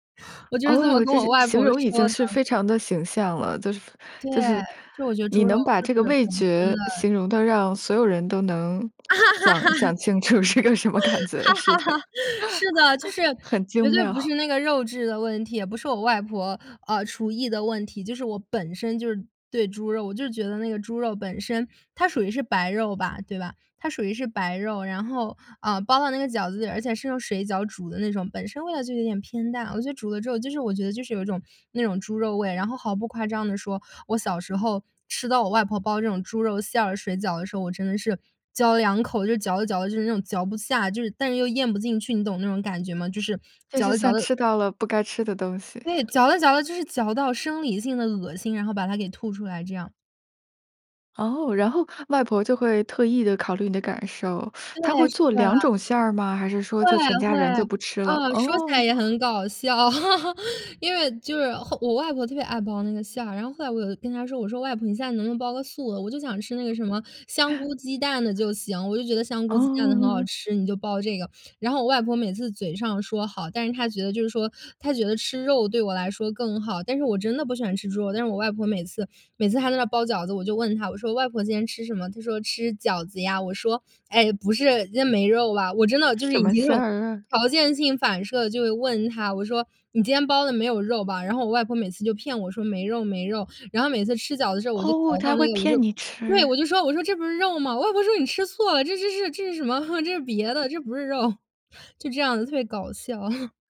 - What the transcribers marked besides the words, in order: laugh; laughing while speaking: "清楚是个什么感觉 是的"; laugh; laugh; other background noise; teeth sucking; laugh; laugh; laugh
- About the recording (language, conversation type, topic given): Chinese, podcast, 你家乡有哪些与季节有关的习俗？